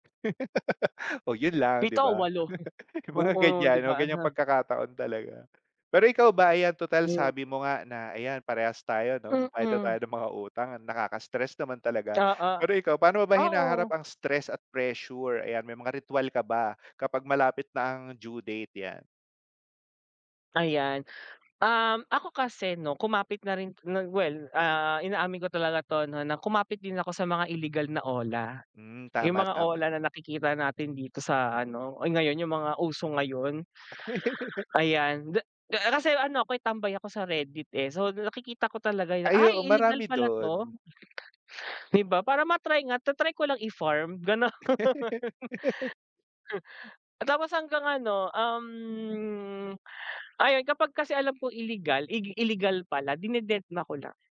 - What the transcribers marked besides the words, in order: laugh; laughing while speaking: "Yung mga"; tapping; laugh; other noise; laugh; laughing while speaking: "gano'n"; chuckle
- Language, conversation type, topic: Filipino, unstructured, Ano ang pumapasok sa isip mo kapag may utang kang kailangan nang bayaran?